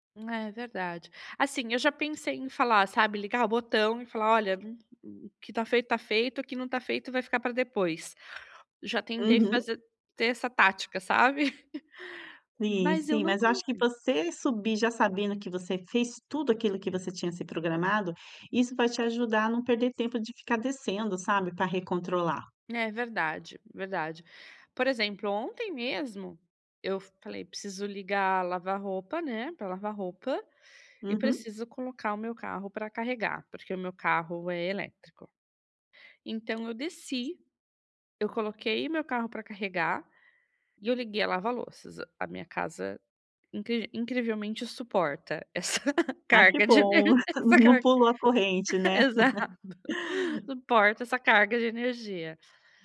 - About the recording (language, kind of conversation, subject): Portuguese, advice, Como posso desacelerar de forma simples antes de dormir?
- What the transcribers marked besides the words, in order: giggle; laughing while speaking: "essa carga de energi essa carga, exato"; laugh